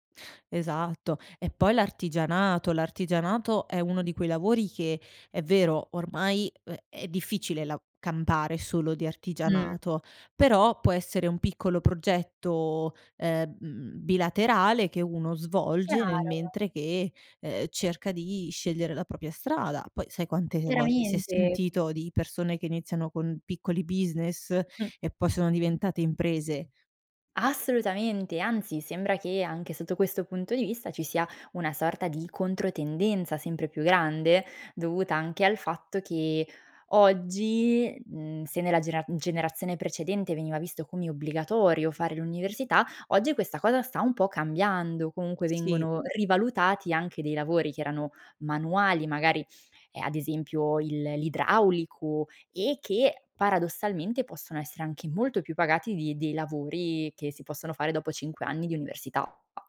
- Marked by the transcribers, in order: "propria" said as "propia"; other background noise
- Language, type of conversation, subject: Italian, podcast, Qual è il primo passo per ripensare la propria carriera?